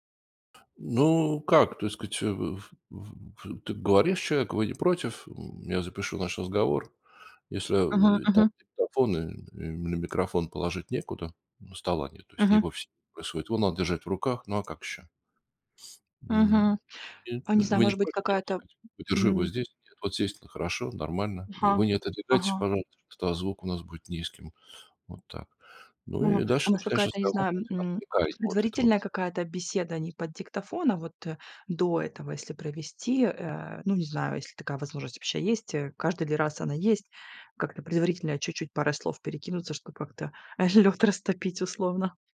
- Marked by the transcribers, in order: unintelligible speech
- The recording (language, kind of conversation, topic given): Russian, podcast, Как расстояние между людьми влияет на разговор?